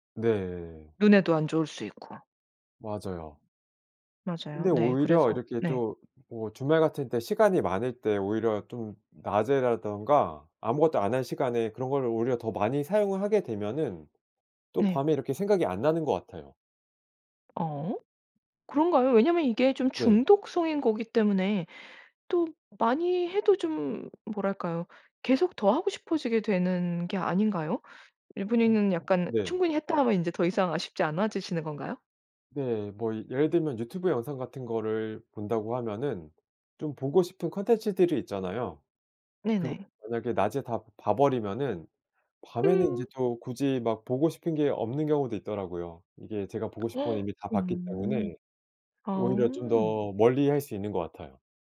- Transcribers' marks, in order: other background noise; gasp
- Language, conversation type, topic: Korean, podcast, 디지털 기기로 인한 산만함을 어떻게 줄이시나요?